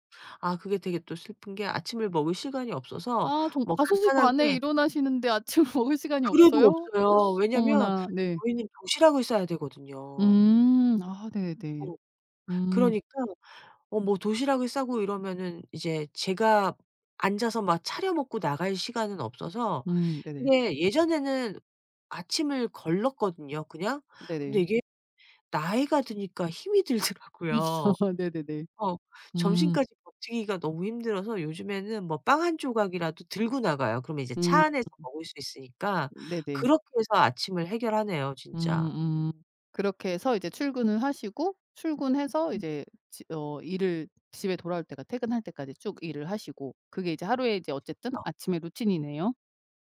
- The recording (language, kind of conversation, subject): Korean, podcast, 아침에 일어나서 가장 먼저 하는 일은 무엇인가요?
- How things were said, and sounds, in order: laughing while speaking: "아침"; gasp; other background noise; laughing while speaking: "들더라고요"; laugh